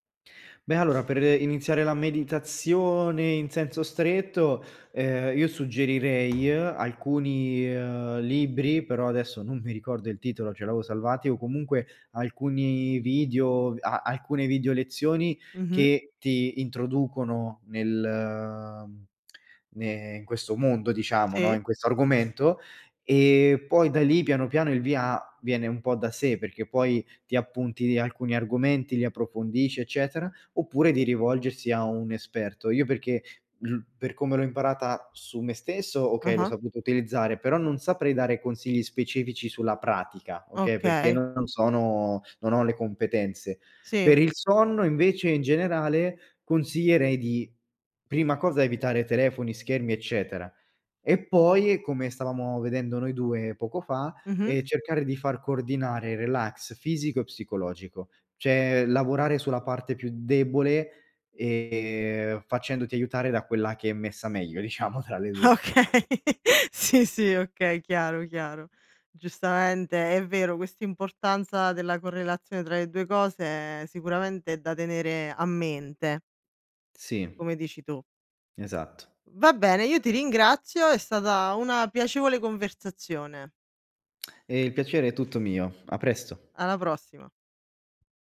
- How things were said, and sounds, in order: other background noise; tapping; tongue click; laughing while speaking: "Okay"; chuckle; lip smack
- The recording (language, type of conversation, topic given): Italian, podcast, Quali rituali segui per rilassarti prima di addormentarti?